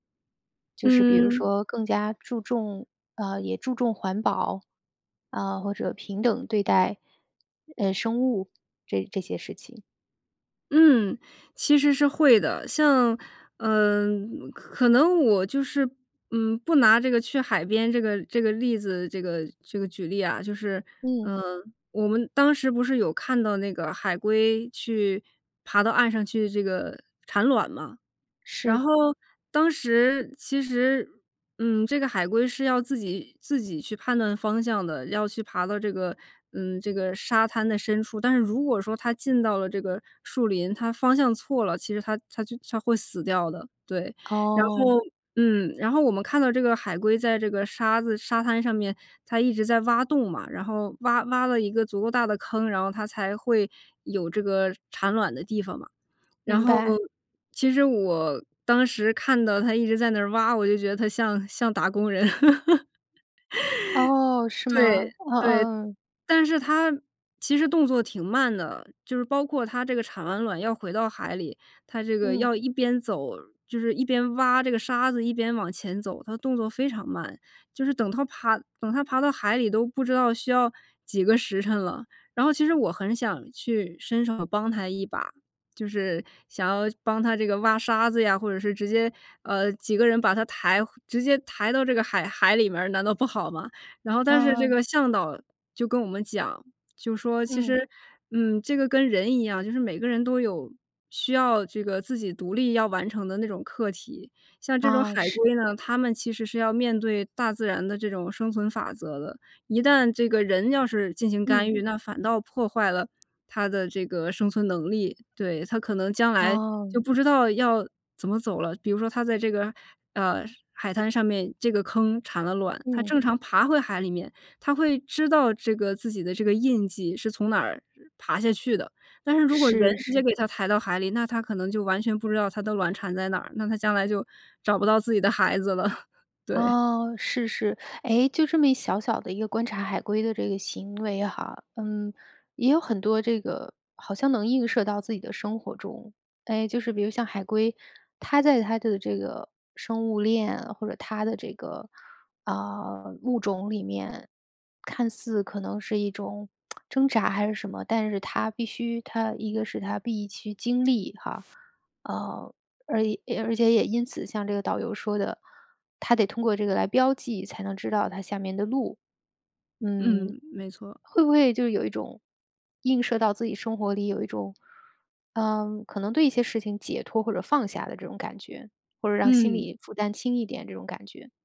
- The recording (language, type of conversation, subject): Chinese, podcast, 大自然曾经教会过你哪些重要的人生道理？
- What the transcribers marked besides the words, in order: laugh; other background noise; laughing while speaking: "了"; lip smack